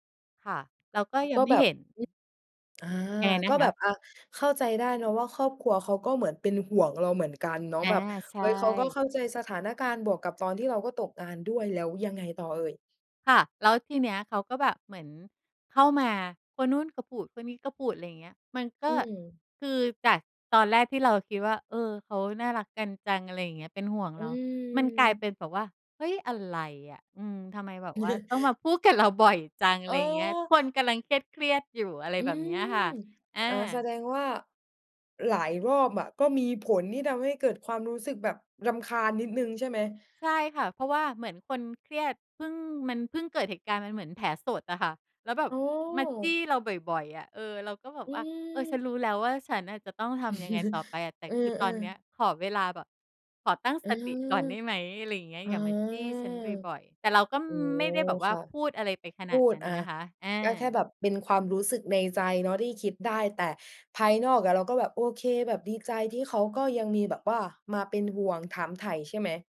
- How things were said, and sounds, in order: other background noise; other noise; tapping; chuckle; chuckle
- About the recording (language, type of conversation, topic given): Thai, podcast, ความทรงจำในครอบครัวที่ทำให้คุณรู้สึกอบอุ่นใจที่สุดคืออะไร?